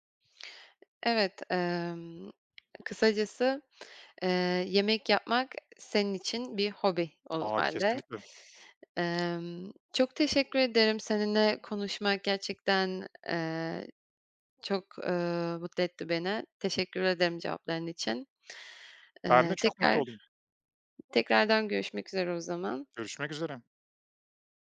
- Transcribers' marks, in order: other background noise; tapping
- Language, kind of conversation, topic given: Turkish, podcast, Basit bir yemek hazırlamak seni nasıl mutlu eder?